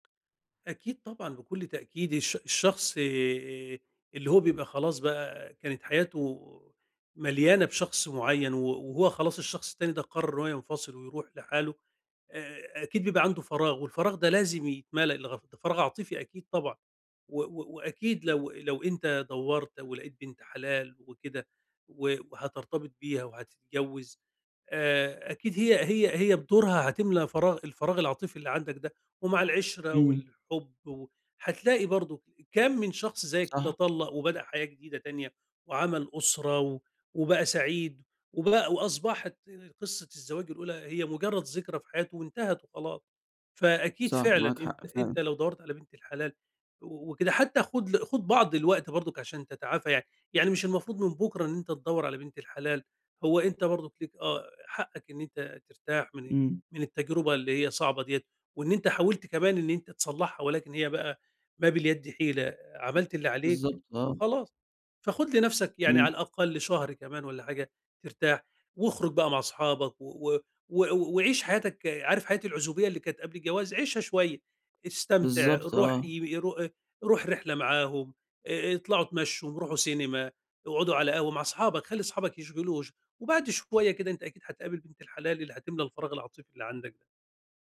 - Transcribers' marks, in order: tapping
- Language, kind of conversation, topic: Arabic, advice, إزاي أقدر أتعافى عاطفيًا بعد الانفصال اللي كسرني وخلّاني أفقد أحلامي؟